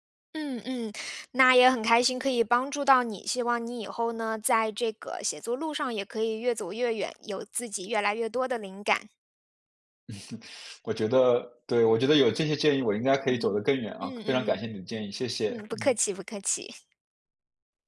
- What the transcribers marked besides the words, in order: laugh; joyful: "不客气，不客气"
- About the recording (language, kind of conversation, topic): Chinese, advice, 在忙碌中如何持续记录并养成好习惯？